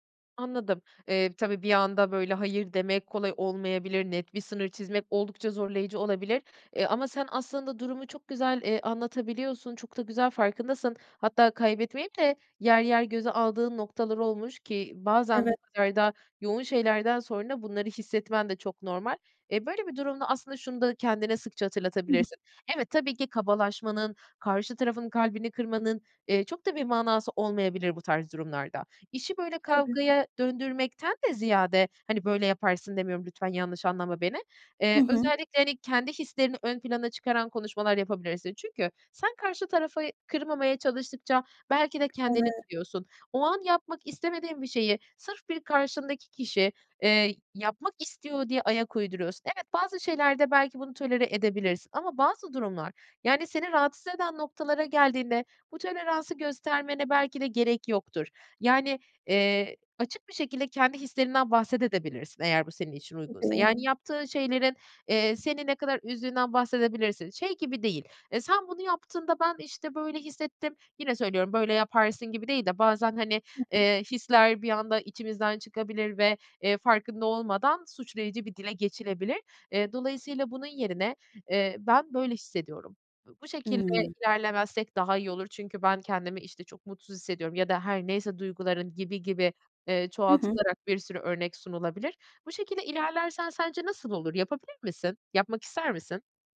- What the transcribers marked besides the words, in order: tapping; other background noise
- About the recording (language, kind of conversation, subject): Turkish, advice, Kişisel sınırlarımı nasıl daha iyi belirleyip koruyabilirim?